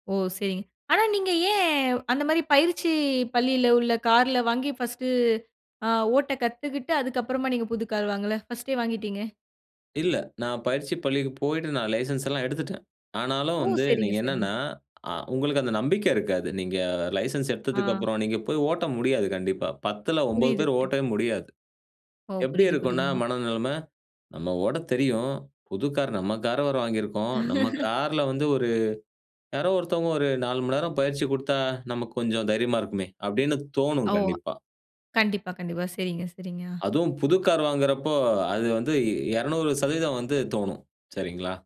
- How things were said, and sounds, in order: in English: "லைசென்ஸ்ல்லாம்"; in English: "லைசென்ஸ்"; other background noise; chuckle
- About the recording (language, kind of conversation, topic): Tamil, podcast, பயத்தை சாதனையாக மாற்றிய அனுபவம் உண்டா?